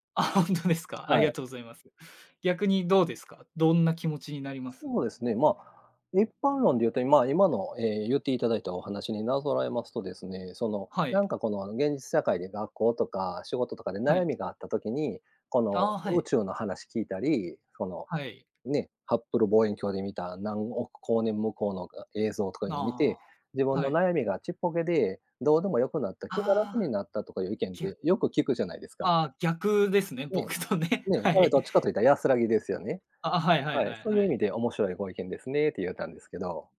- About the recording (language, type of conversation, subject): Japanese, unstructured, 宇宙について考えると、どんな気持ちになりますか？
- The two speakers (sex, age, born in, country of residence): male, 20-24, Japan, Japan; male, 50-54, Japan, Japan
- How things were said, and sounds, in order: laughing while speaking: "あ、ほんとですか"; laughing while speaking: "僕とね、はい"